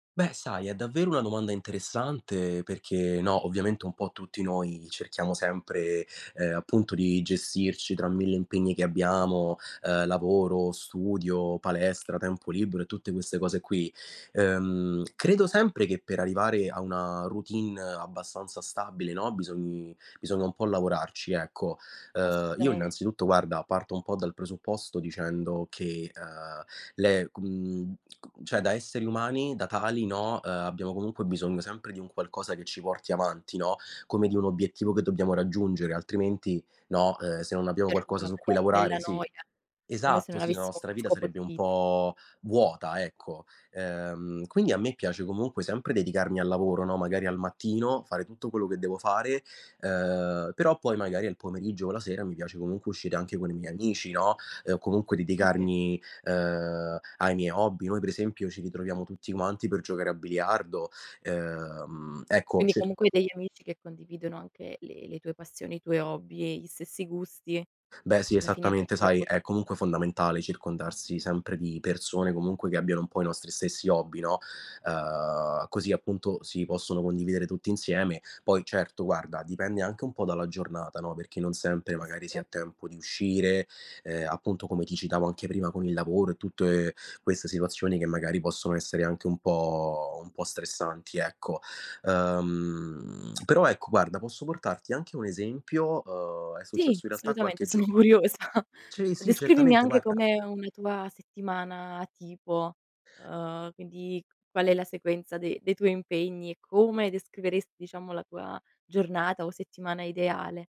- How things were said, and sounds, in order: other background noise; unintelligible speech; unintelligible speech; drawn out: "Ehm"; laughing while speaking: "curiosa"
- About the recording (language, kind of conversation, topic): Italian, podcast, Come riesci a bilanciare il tempo libero, il lavoro e il tuo hobby?